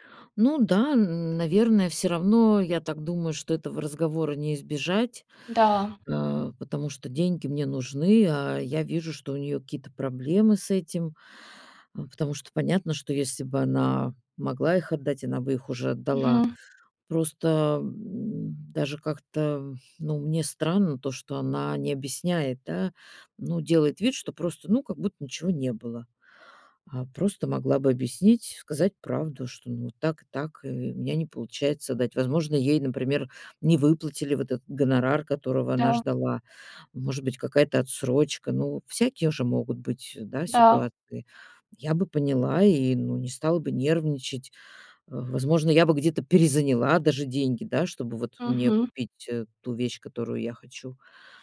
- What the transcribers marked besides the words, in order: tapping; other background noise
- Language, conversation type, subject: Russian, advice, Как начать разговор о деньгах с близкими, если мне это неудобно?
- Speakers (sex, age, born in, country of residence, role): female, 35-39, Ukraine, Bulgaria, advisor; female, 60-64, Russia, Italy, user